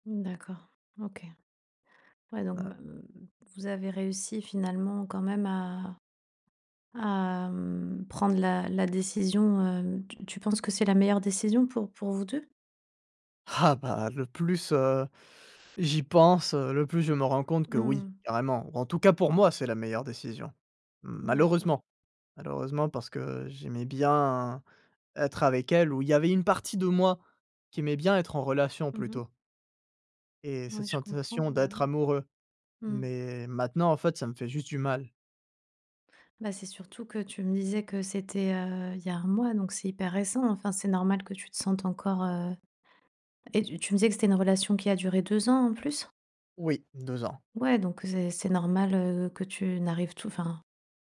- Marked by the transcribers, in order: unintelligible speech; "sensation" said as "sentsation"
- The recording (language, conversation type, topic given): French, advice, Comment surmonter une rupture après une longue relation et gérer l’incertitude sur l’avenir ?